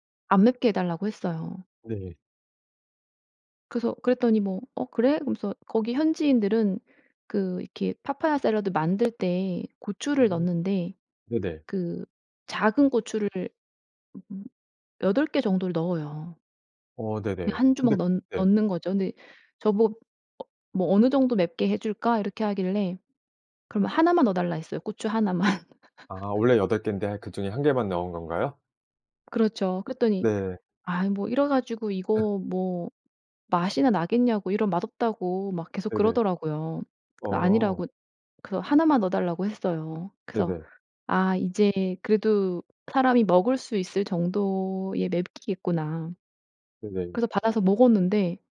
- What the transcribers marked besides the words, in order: other background noise; laughing while speaking: "하나 만"; laugh; tapping; laugh
- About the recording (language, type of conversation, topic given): Korean, podcast, 음식 때문에 생긴 웃긴 에피소드가 있나요?